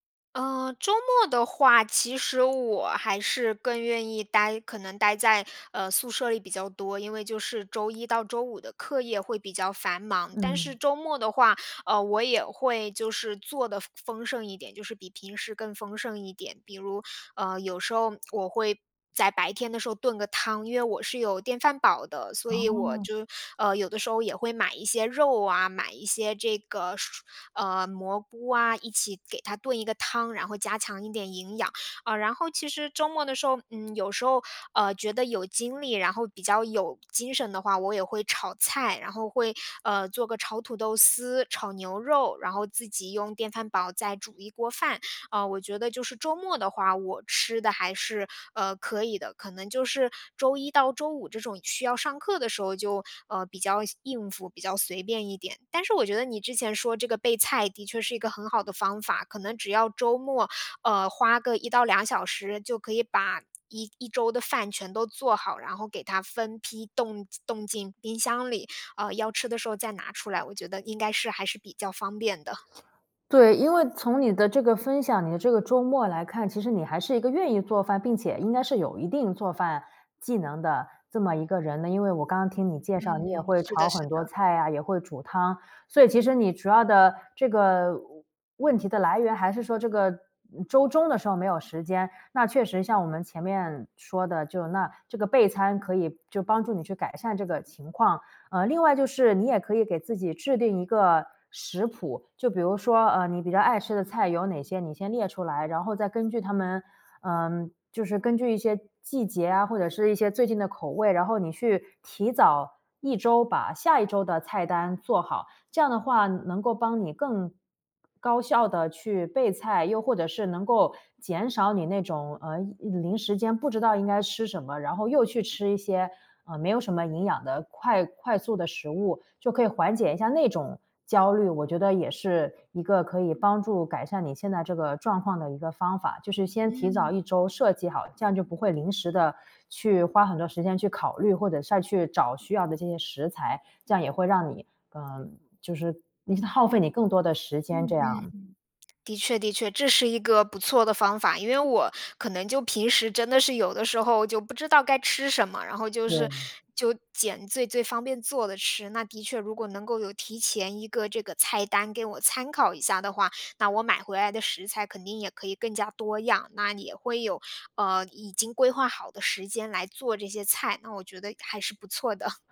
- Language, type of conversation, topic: Chinese, advice, 你想如何建立稳定规律的饮食和备餐习惯？
- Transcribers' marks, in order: other background noise; laughing while speaking: "错的"